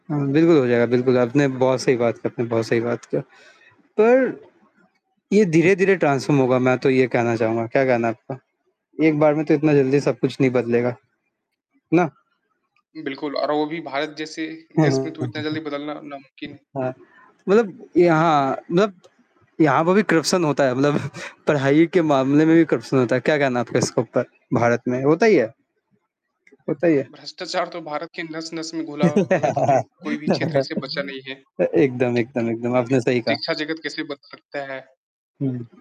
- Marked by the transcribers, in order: static; other background noise; in English: "ट्रांसफ़ॉर्म"; distorted speech; in English: "करप्शन"; laughing while speaking: "मतलब"; in English: "करप्शन"; laugh
- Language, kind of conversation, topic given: Hindi, unstructured, क्या ऑनलाइन पढ़ाई असली पढ़ाई की जगह ले सकती है?
- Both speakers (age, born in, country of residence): 18-19, India, India; 20-24, India, India